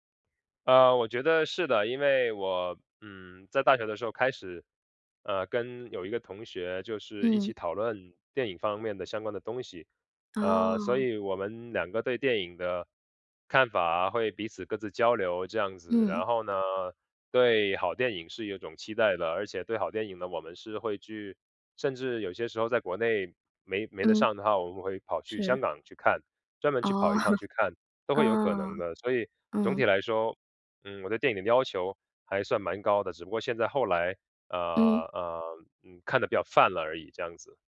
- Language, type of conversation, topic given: Chinese, podcast, 电影的结局真的那么重要吗？
- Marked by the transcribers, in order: chuckle